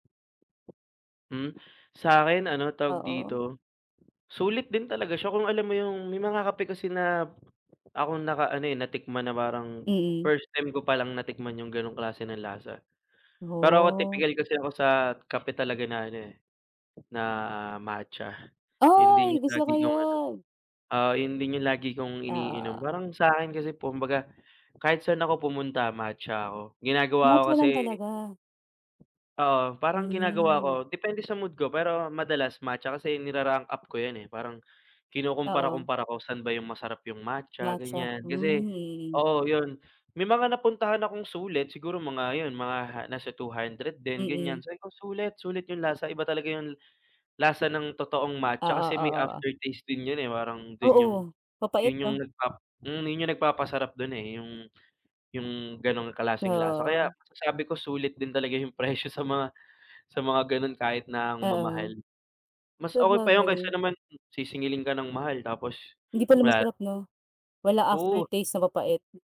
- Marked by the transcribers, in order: other background noise
- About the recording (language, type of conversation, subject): Filipino, unstructured, Ano ang palagay mo sa sobrang pagtaas ng presyo ng kape sa mga sikat na kapihan?